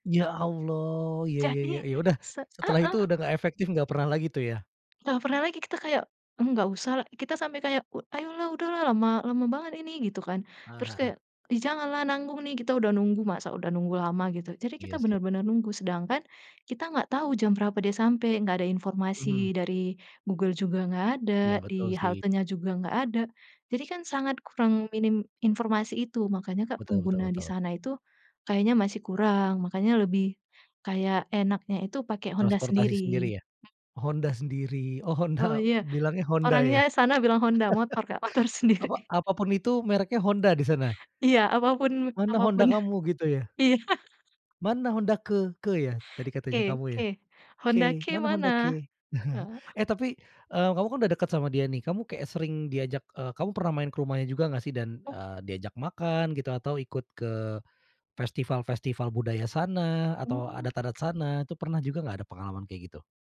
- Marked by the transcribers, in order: tapping; other background noise; laugh; chuckle; chuckle
- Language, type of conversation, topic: Indonesian, podcast, Bagaimana peran teman lokal dalam membantu kamu menyesuaikan diri?